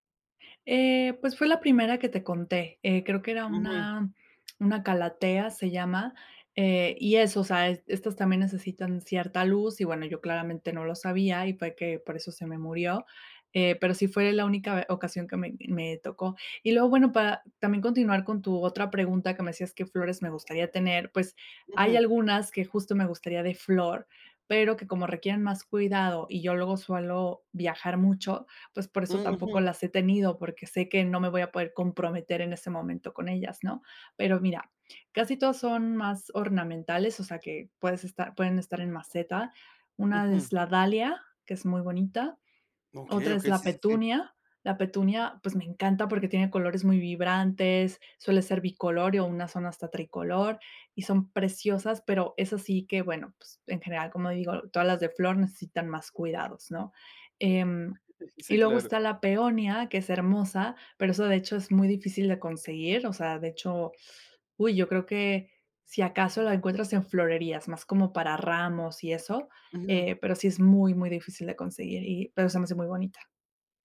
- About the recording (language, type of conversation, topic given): Spanish, podcast, ¿Qué te ha enseñado la experiencia de cuidar una planta?
- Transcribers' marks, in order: lip smack; laughing while speaking: "Sí, claro"